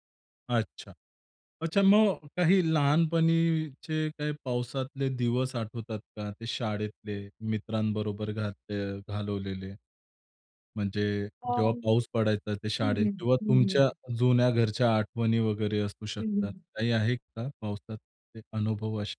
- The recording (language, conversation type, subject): Marathi, podcast, पावसाळ्यात बाहेर जाण्याचा तुमचा अनुभव कसा असतो?
- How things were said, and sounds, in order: none